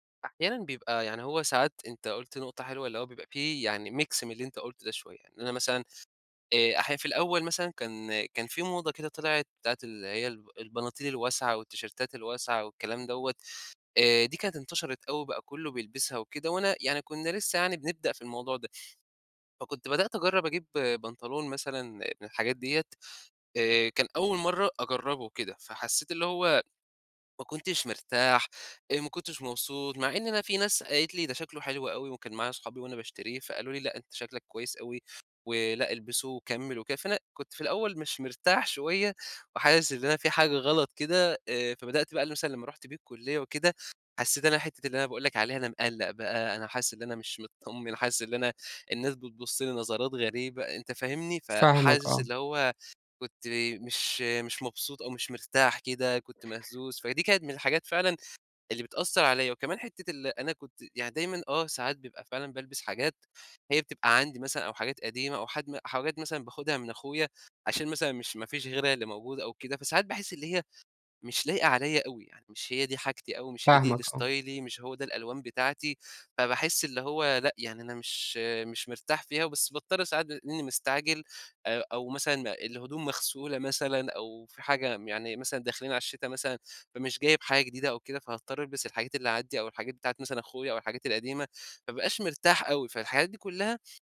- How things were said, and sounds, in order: in English: "ميكس"; in English: "والتيشيرتات"; in English: "ستايلي"
- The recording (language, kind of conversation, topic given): Arabic, advice, ازاي أتخلص من قلقي المستمر من شكلي وتأثيره على تفاعلاتي الاجتماعية؟